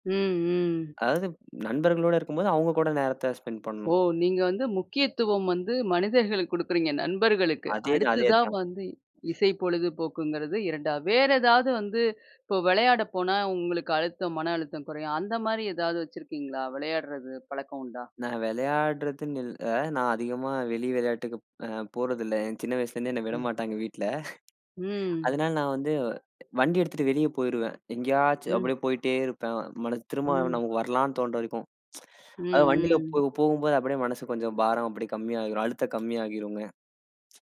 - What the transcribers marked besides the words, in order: tapping; chuckle; tsk
- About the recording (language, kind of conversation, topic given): Tamil, podcast, அழுத்தம் அதிகமாக இருக்கும் நாட்களில் மனதை அமைதிப்படுத்தி ஓய்வு எடுக்க உதவும் எளிய முறைகள் என்ன?